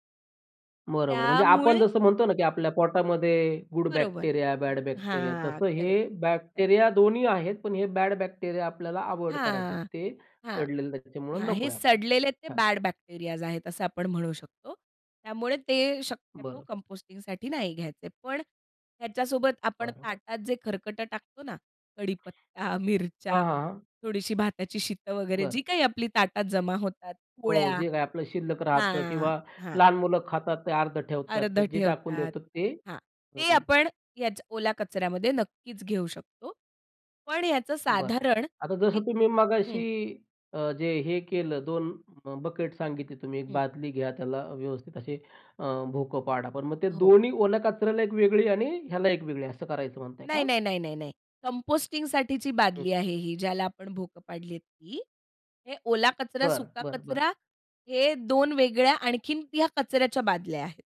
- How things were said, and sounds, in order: in English: "गुड बॅक्टेरिया, बॅड बॅक्टेरिया"; other background noise; in English: "बॅक्टेरिया"; in English: "बॅड बॅक्टेरिया"; in English: "अव्हॉइड"; in English: "बॅड बॅक्टेरियाज"; in English: "कंपोस्टिंगसाठी"; chuckle; drawn out: "हां"; in English: "कंपोस्टिंगसाठीची"
- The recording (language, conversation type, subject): Marathi, podcast, घरात कंपोस्टिंग सुरू करायचं असेल, तर तुम्ही कोणता सल्ला द्याल?